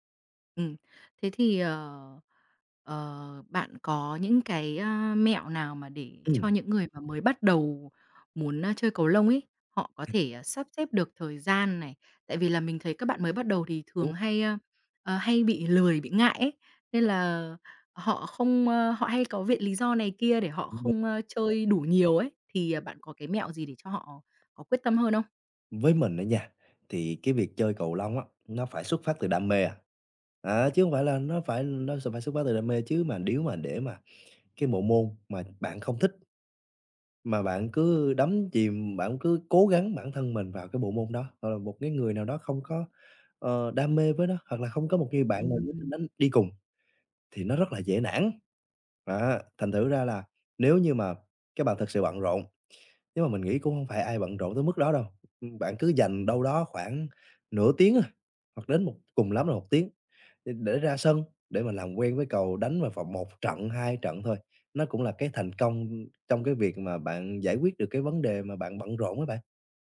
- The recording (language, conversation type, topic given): Vietnamese, podcast, Bạn làm thế nào để sắp xếp thời gian cho sở thích khi lịch trình bận rộn?
- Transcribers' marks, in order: other background noise; tapping; unintelligible speech